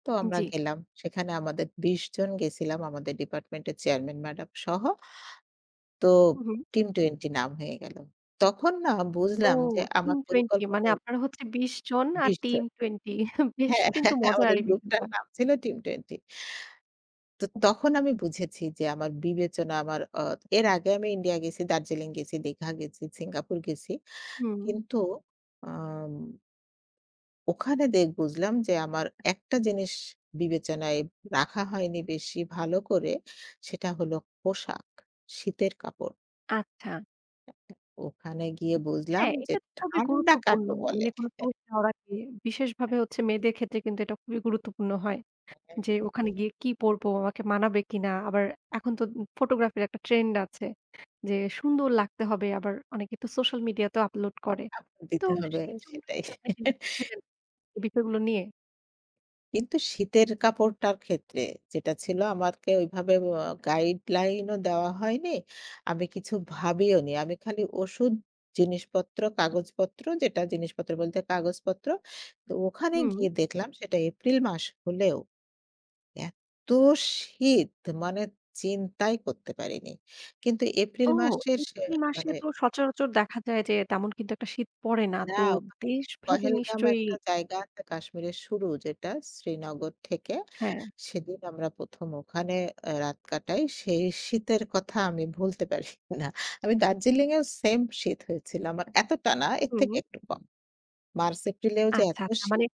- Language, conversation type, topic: Bengali, podcast, বিদেশে যাওয়ার আগে আপনি কোন বিষয়গুলো বিবেচনা করেন?
- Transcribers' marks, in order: laughing while speaking: "টুয়েন্টি'"; laughing while speaking: "হ্যাঁ"; tapping; chuckle; unintelligible speech; chuckle; laughing while speaking: "পারি না"; in English: "সেইম"